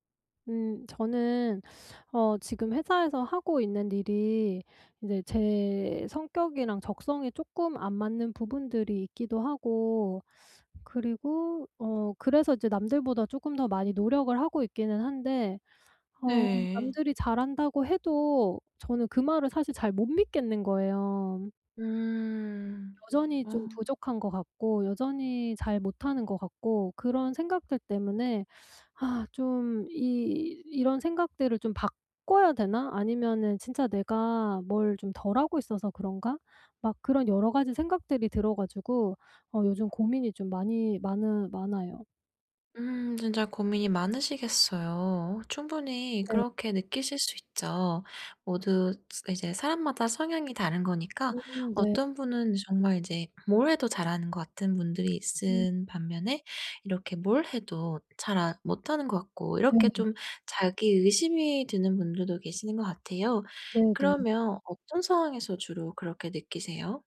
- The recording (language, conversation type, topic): Korean, advice, 자신감 부족과 자기 의심을 어떻게 관리하면 좋을까요?
- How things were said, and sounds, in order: teeth sucking; teeth sucking; tapping; teeth sucking; "있는" said as "있은"